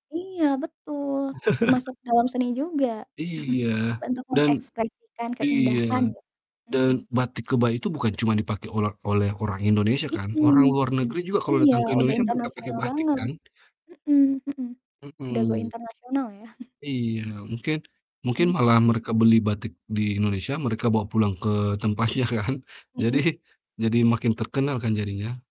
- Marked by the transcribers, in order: chuckle; in English: "go international"; chuckle; laughing while speaking: "tempatnya kan, jadi"
- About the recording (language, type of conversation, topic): Indonesian, unstructured, Mengapa menurutmu seni penting dalam kehidupan?